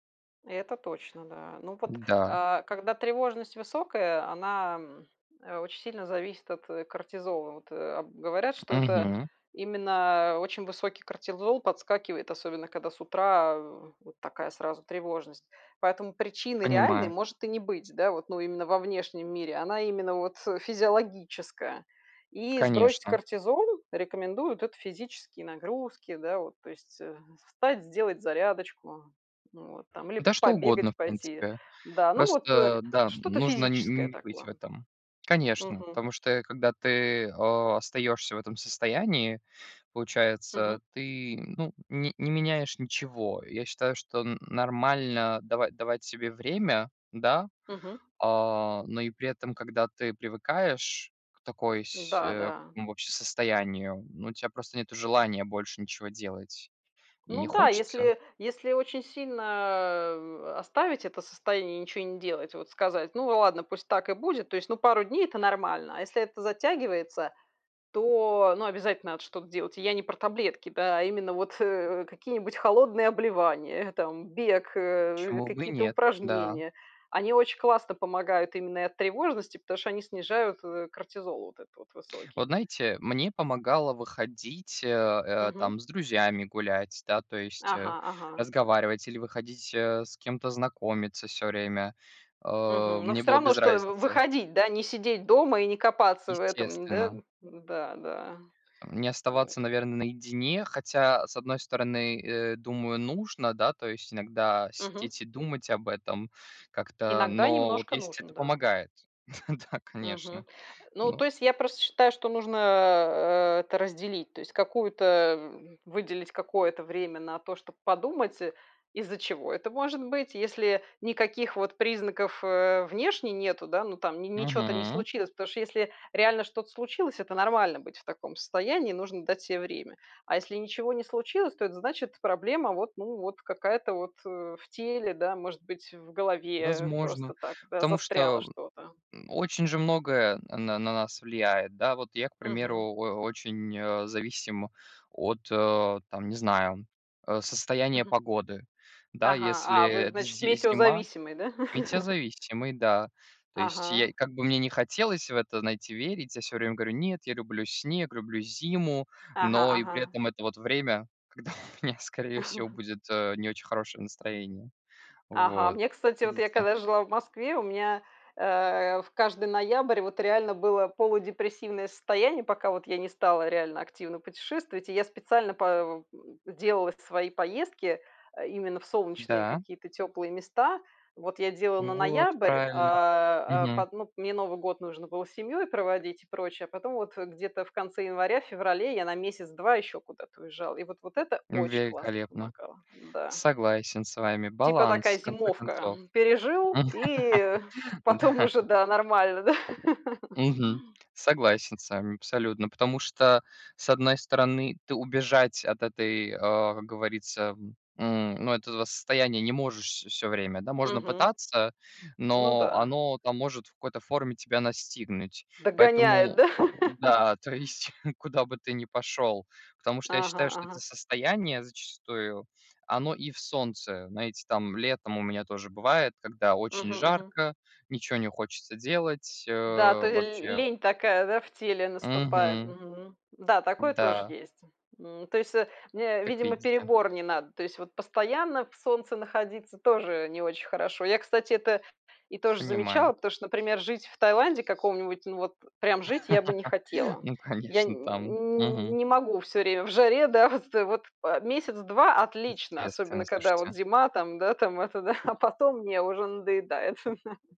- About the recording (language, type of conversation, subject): Russian, unstructured, Что делает вас счастливым в том, кем вы являетесь?
- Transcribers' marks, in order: tapping; other background noise; laughing while speaking: "Да"; chuckle; laughing while speaking: "когда"; chuckle; laugh; chuckle; laughing while speaking: "да?"; chuckle; laughing while speaking: "то есть"; laughing while speaking: "да?"; chuckle; chuckle; chuckle